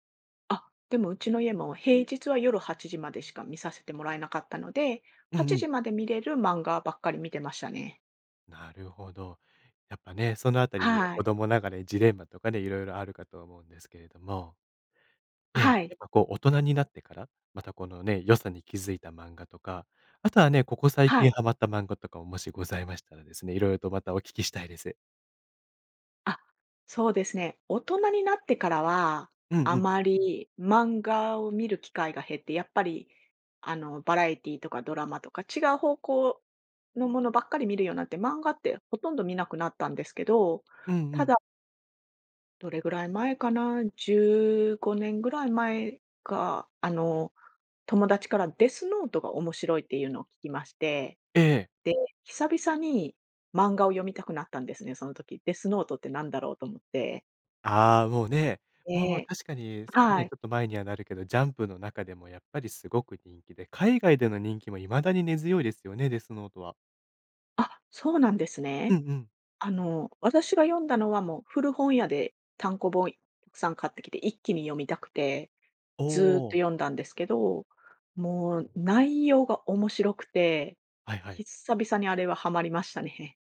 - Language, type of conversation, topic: Japanese, podcast, 漫画で心に残っている作品はどれですか？
- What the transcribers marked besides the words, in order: other noise